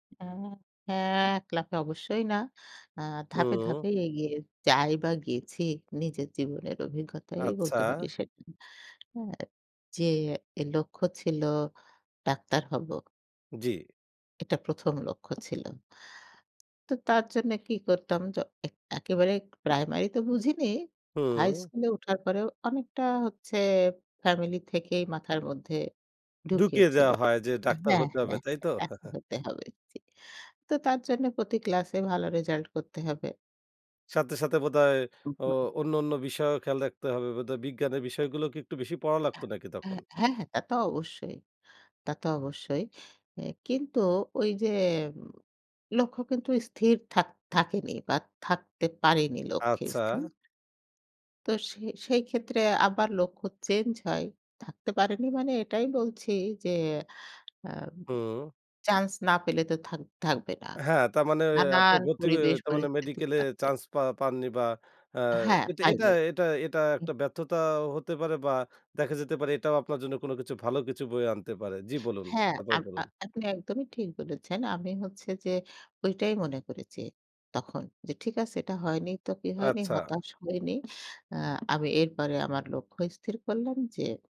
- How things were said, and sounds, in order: tapping; other background noise; unintelligible speech; chuckle
- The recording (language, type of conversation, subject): Bengali, podcast, বড় লক্ষ্য ধরলে তুমি কি এক লাফে এগোও, নাকি ধাপে ধাপে এগোও?